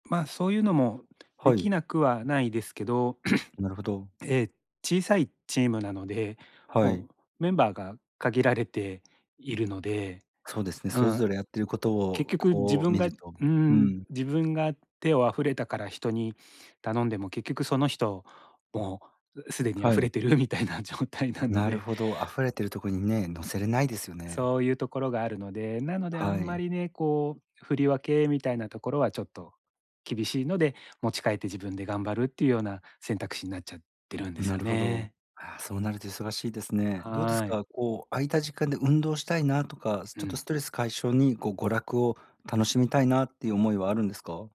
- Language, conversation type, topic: Japanese, advice, ストレスや疲れが続くとき、日常生活をどう乗り切ればよいですか？
- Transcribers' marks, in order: throat clearing